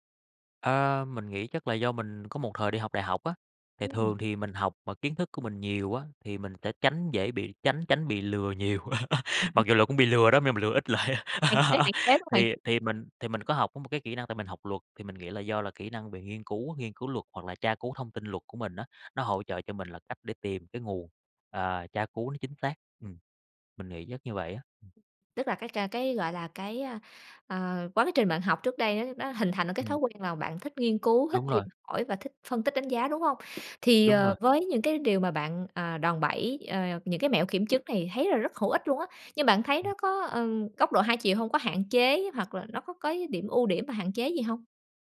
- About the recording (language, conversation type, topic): Vietnamese, podcast, Bạn có mẹo kiểm chứng thông tin đơn giản không?
- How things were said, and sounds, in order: tapping; laugh; other background noise; laughing while speaking: "lại"; laugh